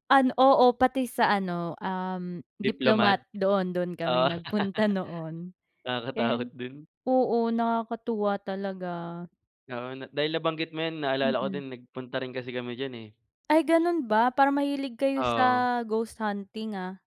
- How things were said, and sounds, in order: laugh; sniff; sniff
- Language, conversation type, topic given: Filipino, unstructured, Ano ang pinakamasayang alaala mo sa isang biyahe sa kalsada?
- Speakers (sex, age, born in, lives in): female, 25-29, Philippines, Philippines; male, 25-29, Philippines, Philippines